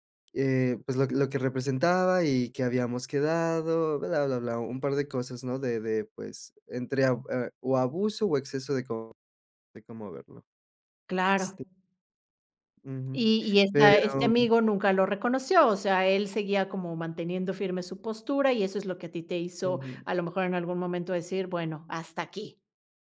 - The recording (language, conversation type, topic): Spanish, podcast, ¿Cómo recuperas la confianza después de un tropiezo?
- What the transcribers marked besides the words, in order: other background noise